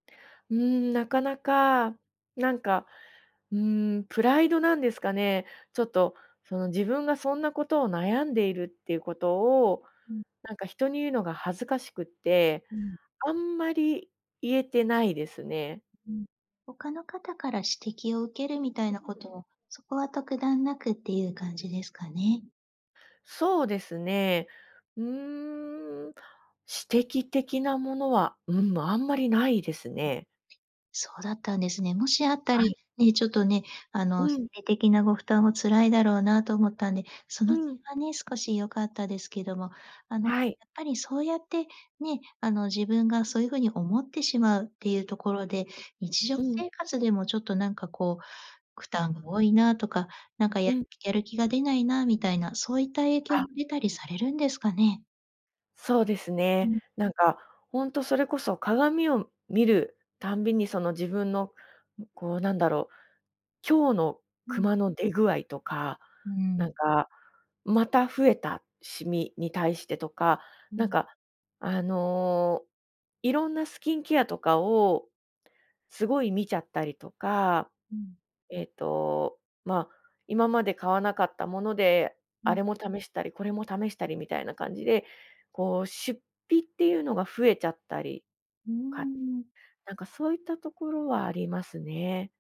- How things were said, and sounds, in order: unintelligible speech; other background noise
- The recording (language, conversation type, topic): Japanese, advice, 体型や見た目について自分を低く評価してしまうのはなぜですか？